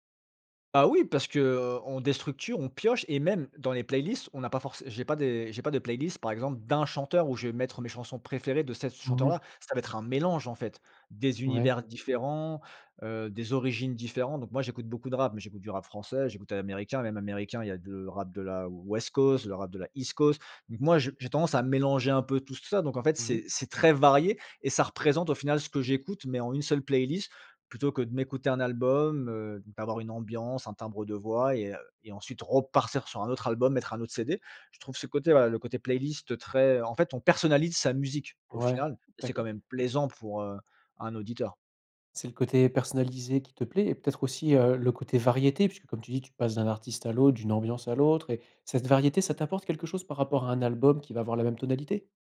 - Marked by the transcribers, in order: in English: "West Coast"; in English: "East Coast"; stressed: "repartir"; stressed: "playlist"; stressed: "personnalise"
- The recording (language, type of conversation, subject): French, podcast, Pourquoi préfères-tu écouter un album plutôt qu’une playlist, ou l’inverse ?